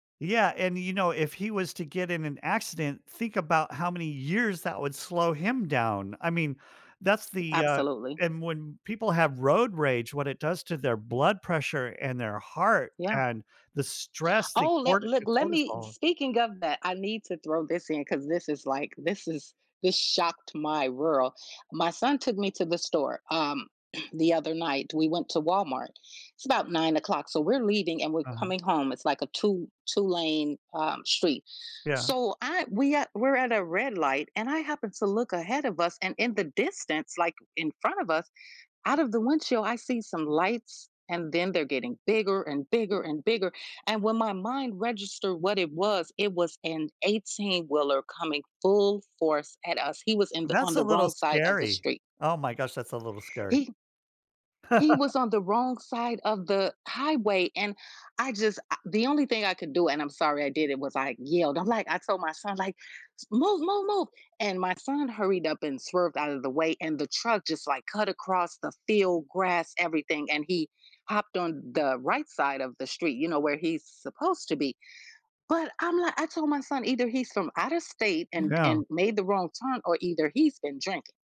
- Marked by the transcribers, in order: stressed: "years"; other background noise; throat clearing; tapping; laugh
- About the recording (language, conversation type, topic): English, unstructured, Why is it important to recognize and celebrate small successes in everyday life?
- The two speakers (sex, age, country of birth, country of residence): female, 50-54, United States, United States; male, 55-59, United States, United States